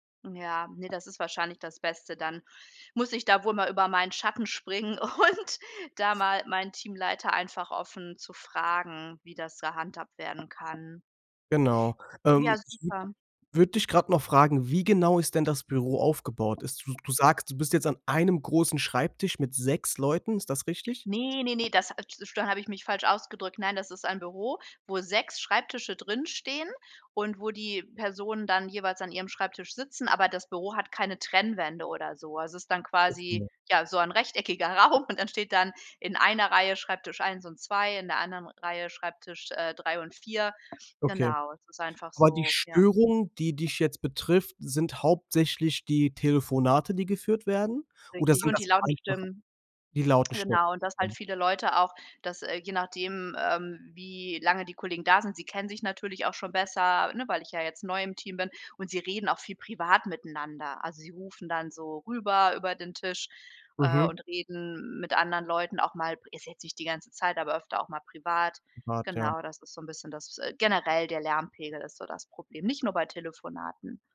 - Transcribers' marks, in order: tapping; laughing while speaking: "und"; laughing while speaking: "rechteckiger Raum"; unintelligible speech
- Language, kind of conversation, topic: German, advice, Wie kann ich in einem geschäftigen Büro ungestörte Zeit zum konzentrierten Arbeiten finden?